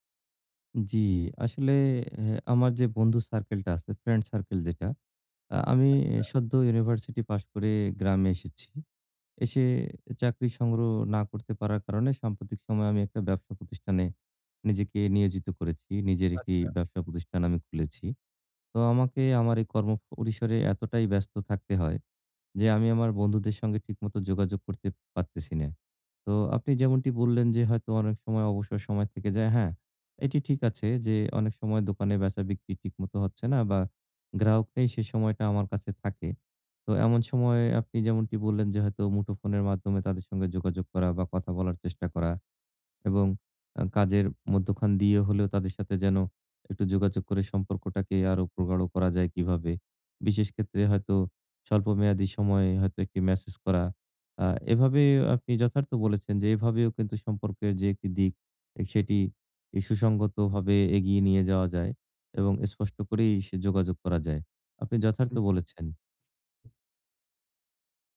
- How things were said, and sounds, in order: none
- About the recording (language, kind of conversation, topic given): Bengali, advice, আমি কীভাবে আরও স্পষ্ট ও কার্যকরভাবে যোগাযোগ করতে পারি?